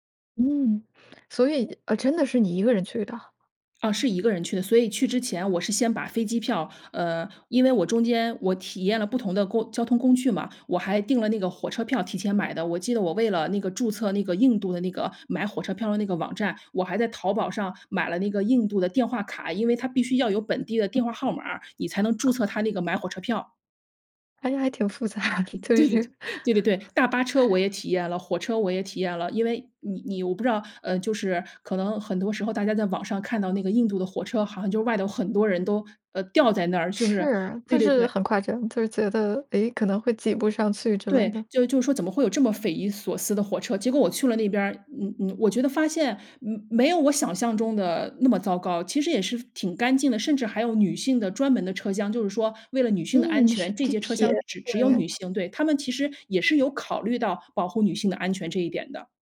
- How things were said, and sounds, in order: laugh; other background noise; laughing while speaking: "杂，就是"; chuckle
- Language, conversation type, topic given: Chinese, podcast, 旅行教给你最重要的一课是什么？
- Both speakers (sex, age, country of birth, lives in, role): female, 35-39, China, United States, host; female, 40-44, China, France, guest